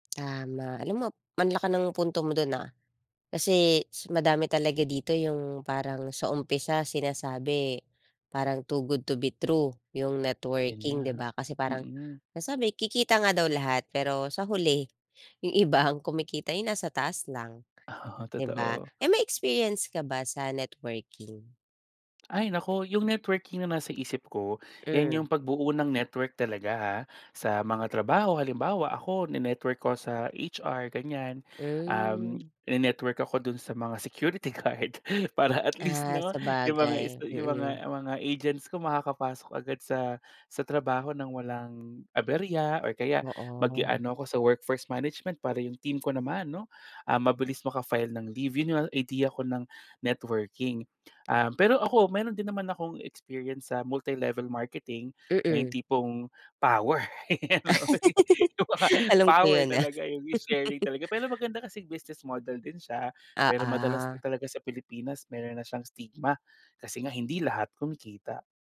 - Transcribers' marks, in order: tongue click; in English: "too good to be true"; tapping; laughing while speaking: "iba"; laughing while speaking: "Oo"; other background noise; laughing while speaking: "guard para at least 'no, yung mga sta yung mga mga agents"; tongue click; in English: "workforce management"; in English: "multi-level marketing"; laughing while speaking: "power, kumbaga power talaga"; laugh; laughing while speaking: "Alam ko yun, ah"; in English: "business model"; chuckle; in English: "stigma"
- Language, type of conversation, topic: Filipino, podcast, Ano ang tamang balanse ng pagbibigay at pagtanggap sa pakikipag-ugnayan para sa iyo?